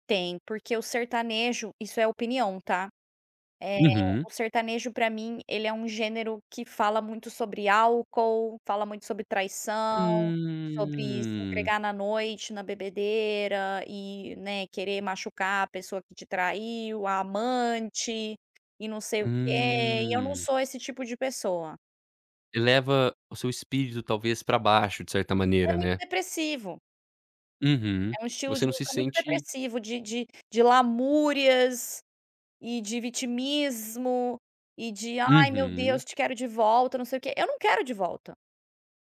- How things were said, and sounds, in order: tapping
- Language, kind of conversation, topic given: Portuguese, podcast, Como a internet mudou a forma de descobrir música?
- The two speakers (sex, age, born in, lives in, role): female, 30-34, United States, Spain, guest; male, 18-19, United States, United States, host